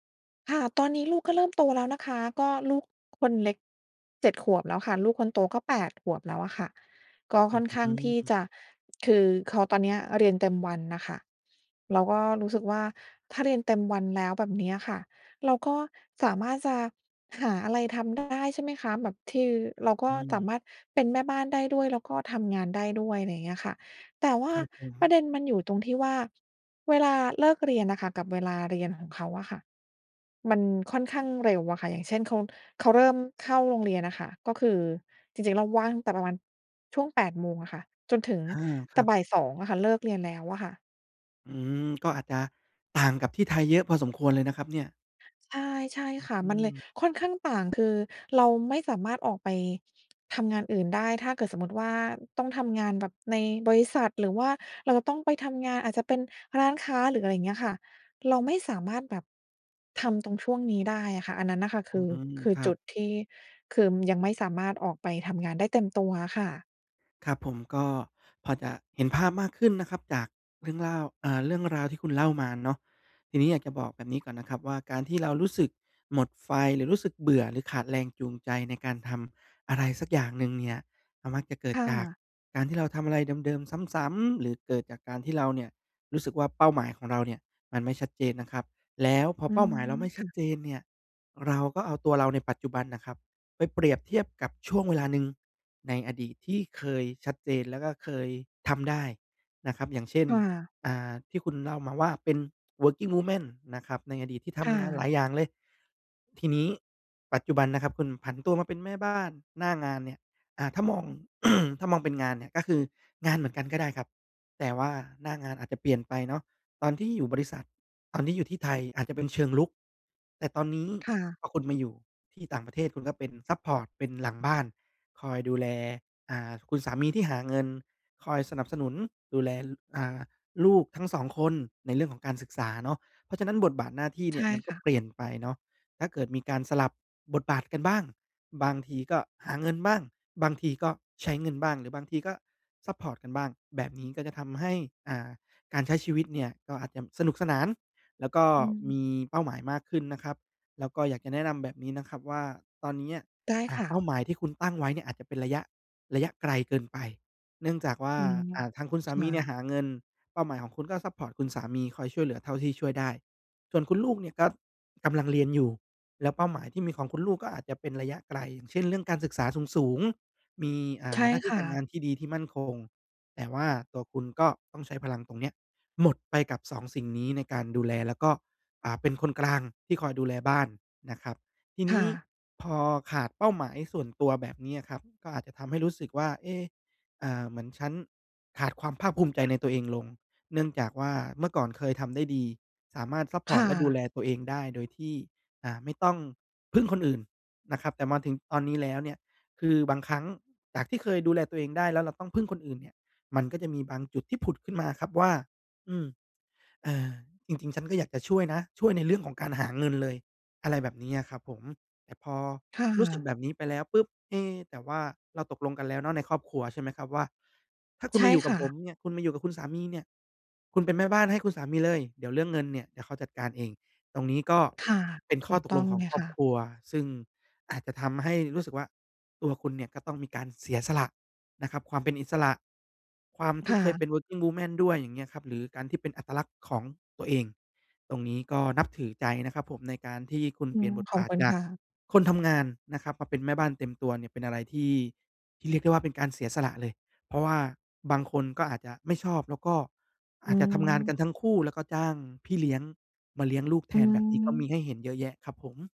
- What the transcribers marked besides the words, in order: tongue click; "คือ" said as "ทือ"; other background noise; "คือ" said as "คืม"; in English: "Working Woman"; throat clearing; tapping; in English: "Working woman"
- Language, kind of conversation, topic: Thai, advice, จะทำอย่างไรให้มีแรงจูงใจและความหมายในงานประจำวันที่ซ้ำซากกลับมาอีกครั้ง?